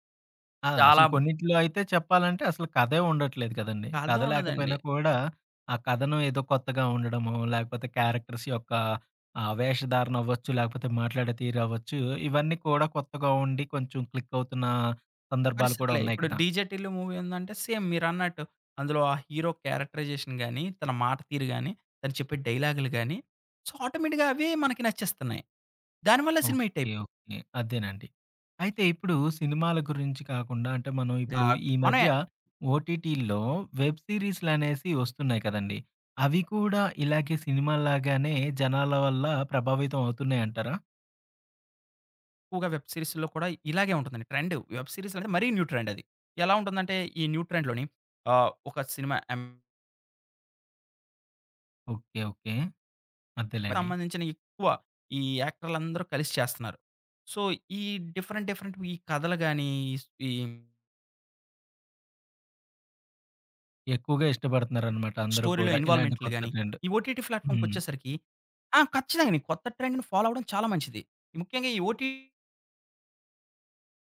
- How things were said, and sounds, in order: in English: "క్యారెక్టర్స్"; in English: "క్లిక్"; tapping; in English: "మూవీ"; in English: "సేమ్"; in English: "హీరో క్యారెక్టరైజేషన్"; in English: "సో ఆటోమేటిక్‍గా"; in English: "హిట్"; other background noise; in English: "వెబ్"; in English: "వెబ్"; in English: "న్యూ"; in English: "న్యూ ట్రెండ్‌లోని"; in English: "సో"; in English: "డిఫరెంట్, డిఫరెంట్‌వి"; in English: "స్టోరీలో"; in English: "ఓటీటీ ప్లాట్‌ఫామ్‌కొచ్చేసరికి"; in English: "ట్రెండ్"; in English: "ఫాలో"
- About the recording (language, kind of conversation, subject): Telugu, podcast, సిరీస్‌లను వరుసగా ఎక్కువ ఎపిసోడ్‌లు చూడడం వల్ల కథనాలు ఎలా మారుతున్నాయని మీరు భావిస్తున్నారు?